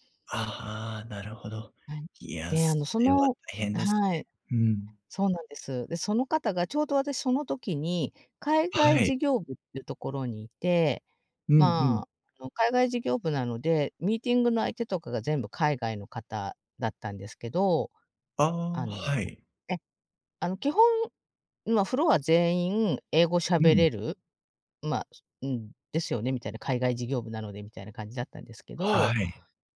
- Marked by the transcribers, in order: none
- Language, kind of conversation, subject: Japanese, advice, 子どもの頃の出来事が今の行動に影響しているパターンを、どうすれば変えられますか？